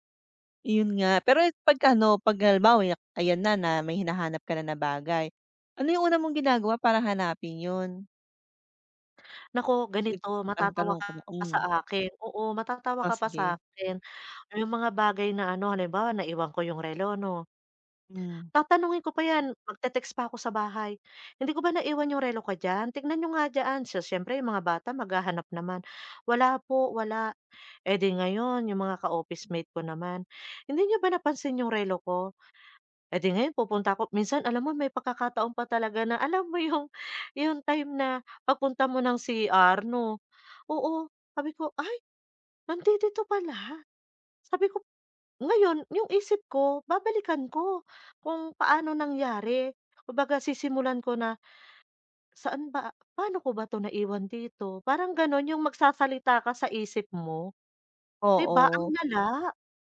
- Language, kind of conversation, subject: Filipino, advice, Paano ko maaayos ang aking lugar ng trabaho kapag madalas nawawala ang mga kagamitan at kulang ang oras?
- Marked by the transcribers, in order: tapping; other background noise; laughing while speaking: "yung"